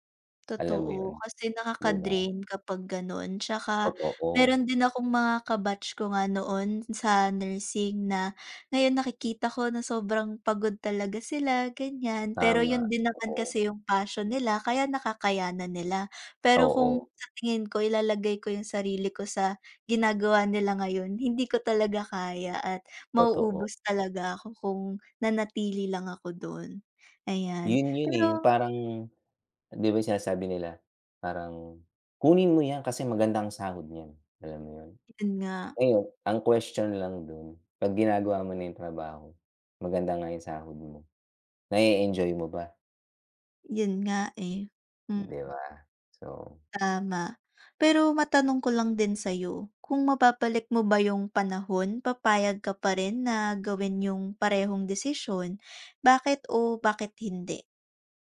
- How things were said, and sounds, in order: tapping; alarm; background speech; other background noise
- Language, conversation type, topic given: Filipino, unstructured, Ano ang pinakamahirap na desisyong nagawa mo sa buhay mo?